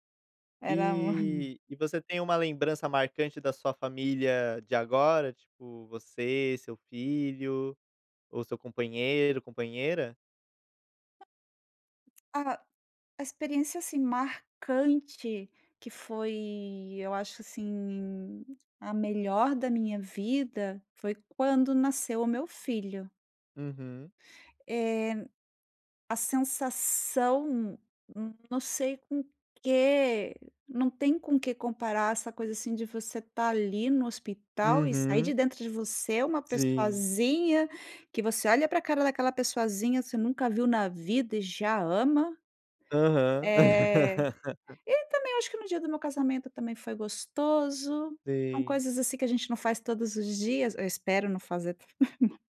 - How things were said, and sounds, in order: chuckle; other background noise; tapping; laugh; laugh
- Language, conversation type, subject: Portuguese, podcast, Me conta uma lembrança marcante da sua família?